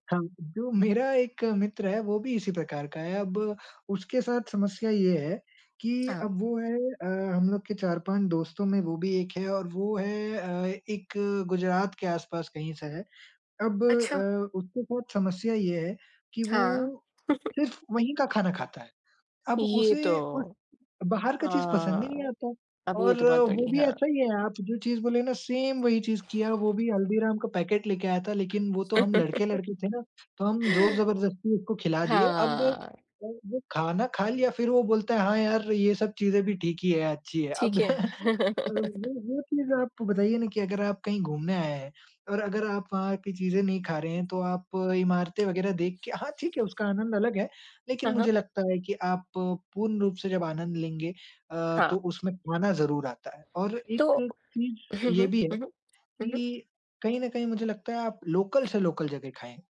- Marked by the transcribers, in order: other background noise; tapping; chuckle; in English: "सेम"; chuckle; laughing while speaking: "अब"; chuckle; in English: "लोकल"; in English: "लोकल"
- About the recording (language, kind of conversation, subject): Hindi, unstructured, यात्रा के दौरान स्थानीय भोजन का अनुभव आपके लिए कितना खास होता है?